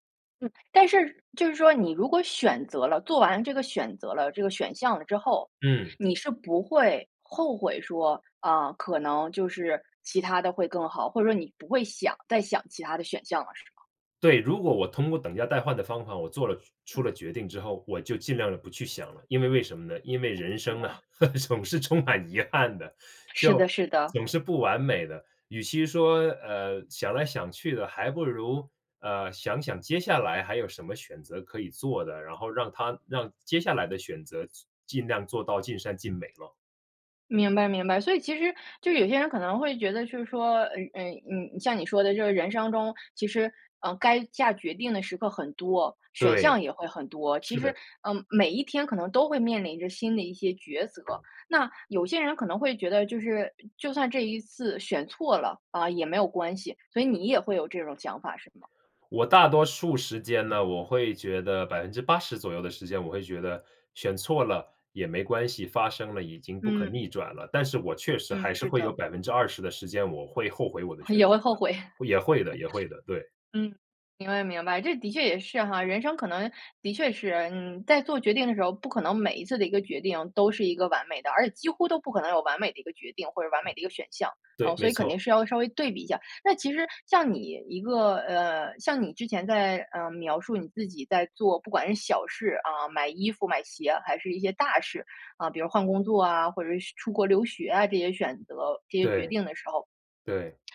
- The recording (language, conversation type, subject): Chinese, podcast, 选项太多时，你一般怎么快速做决定？
- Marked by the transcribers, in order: other background noise; laughing while speaking: "总是充满遗憾的"; tapping; laughing while speaking: "也会后悔"; swallow